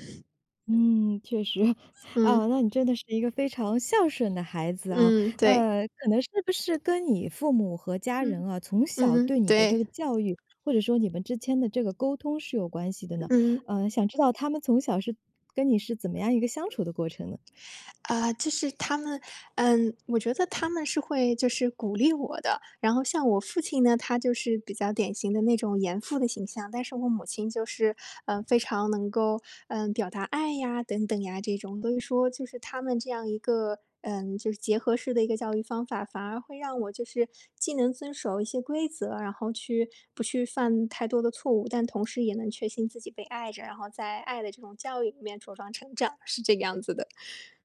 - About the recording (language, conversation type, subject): Chinese, podcast, 旅行教会了你如何在行程中更好地平衡规划与随机应变吗？
- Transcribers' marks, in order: chuckle; other background noise